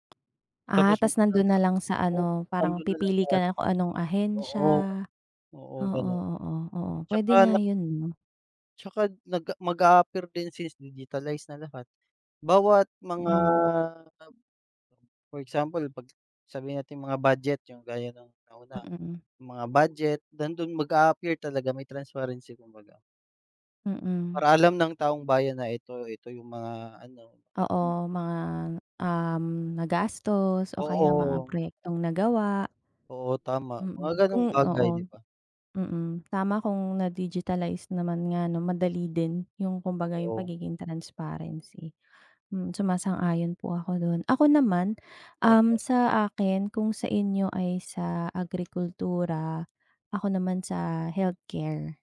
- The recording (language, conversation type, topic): Filipino, unstructured, Ano ang unang bagay na babaguhin mo kung ikaw ang naging pangulo ng bansa?
- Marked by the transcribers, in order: in English: "for example"; tapping